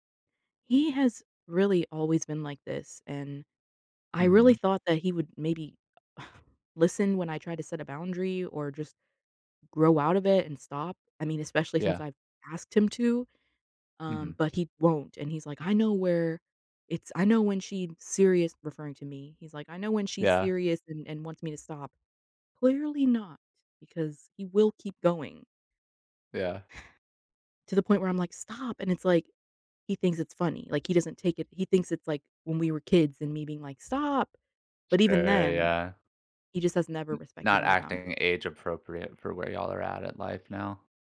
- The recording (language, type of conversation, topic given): English, advice, How can I address ongoing tension with a close family member?
- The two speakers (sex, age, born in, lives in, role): female, 25-29, United States, United States, user; male, 30-34, United States, United States, advisor
- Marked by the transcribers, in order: exhale